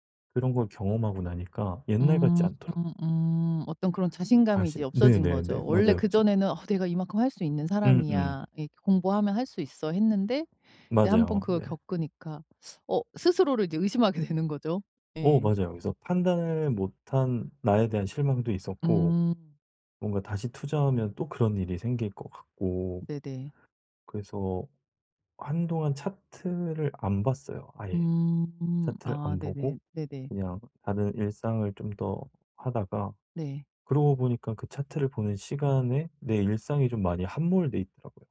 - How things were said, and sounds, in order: other background noise; laughing while speaking: "의심하게 되는 거죠"; tapping
- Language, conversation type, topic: Korean, advice, 실수를 배움으로 바꾸고 다시 도전하려면 어떻게 해야 할까요?